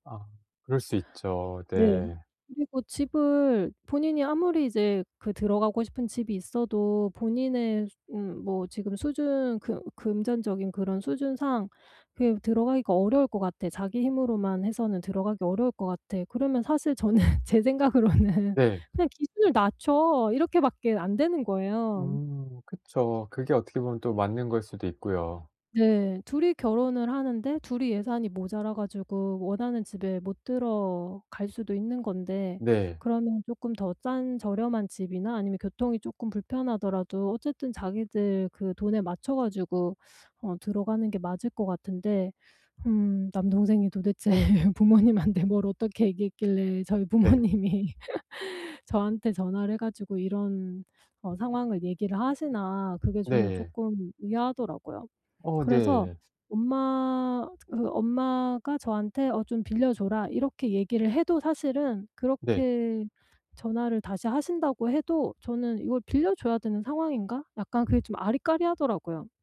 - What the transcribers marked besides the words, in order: laughing while speaking: "저는 제 생각으로는"; other background noise; laughing while speaking: "도대체"; laughing while speaking: "부모님이"; laugh
- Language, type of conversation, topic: Korean, advice, 친구나 가족이 갑자기 돈을 빌려달라고 할 때 어떻게 정중하면서도 단호하게 거절할 수 있나요?